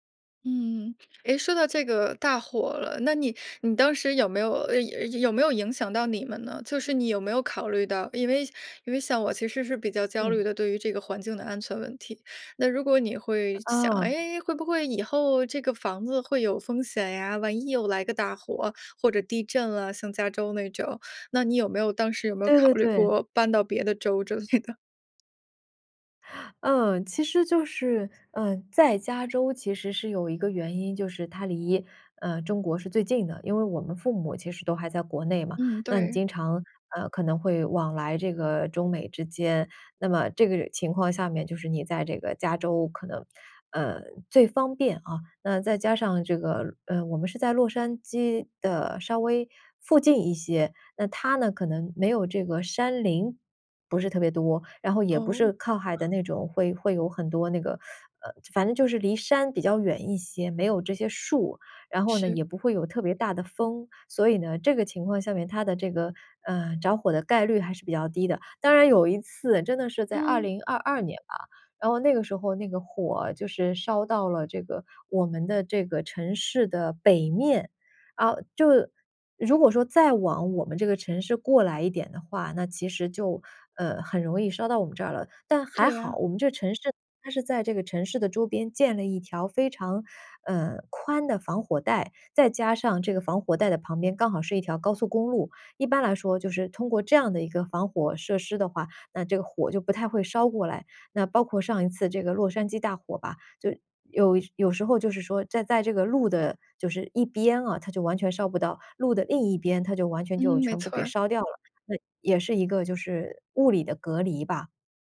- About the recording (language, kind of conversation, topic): Chinese, podcast, 你该如何决定是买房还是继续租房？
- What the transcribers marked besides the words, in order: laughing while speaking: "之类的？"